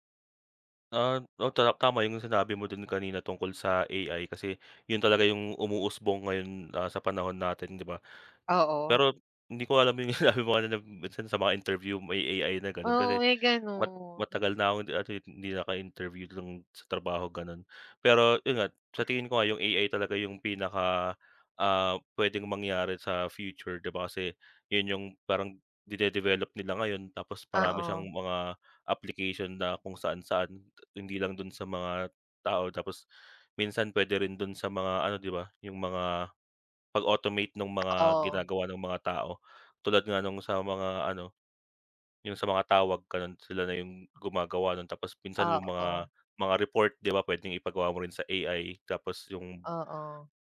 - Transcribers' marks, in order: tapping; laughing while speaking: "yung sinabi mo kanina"; unintelligible speech
- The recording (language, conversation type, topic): Filipino, unstructured, Paano mo nakikita ang magiging kinabukasan ng teknolohiya sa Pilipinas?